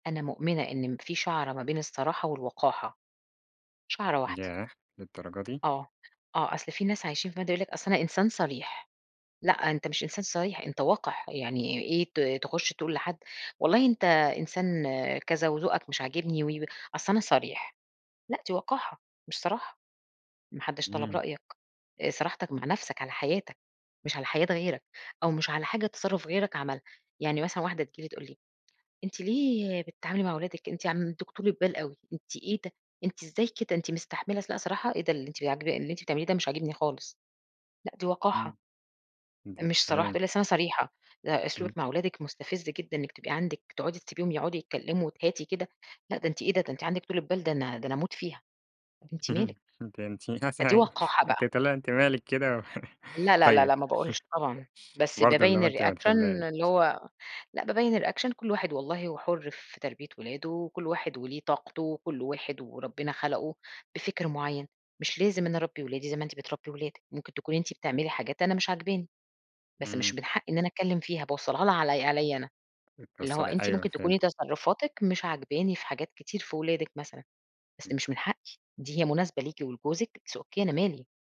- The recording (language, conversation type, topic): Arabic, podcast, إزاي تدي نقد من غير ما تجرح؟
- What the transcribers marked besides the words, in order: unintelligible speech; chuckle; unintelligible speech; chuckle; in English: "الريأكشن"; in English: "الريأكشن"; in English: "it's okay"